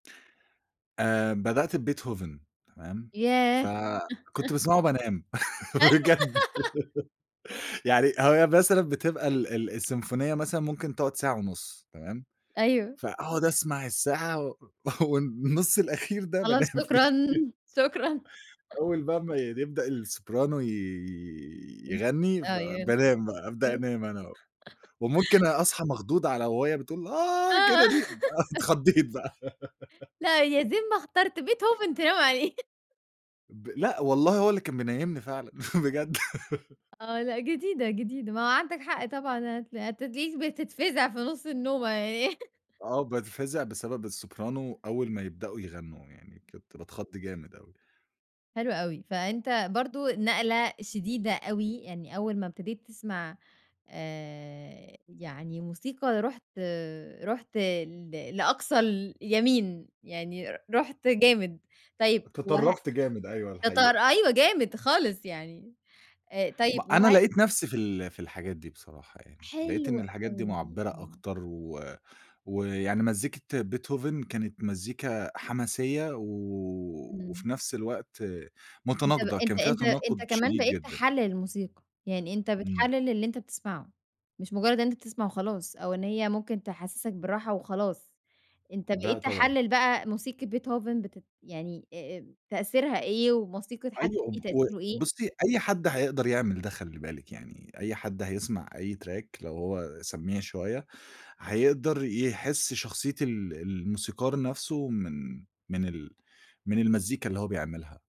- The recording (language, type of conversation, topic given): Arabic, podcast, إزاي مزاجك بيحدد نوع الأغاني اللي بتسمعها؟
- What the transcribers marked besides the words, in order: laugh; giggle; laughing while speaking: "بجد"; giggle; laughing while speaking: "والنُّص الأخير ده بانام فيه"; chuckle; unintelligible speech; laugh; laughing while speaking: "آه"; put-on voice: "آه"; giggle; laughing while speaking: "ب أنا اتخضّيت بقى"; giggle; laugh; chuckle; giggle; laughing while speaking: "يعني"; tapping; other background noise; in English: "track"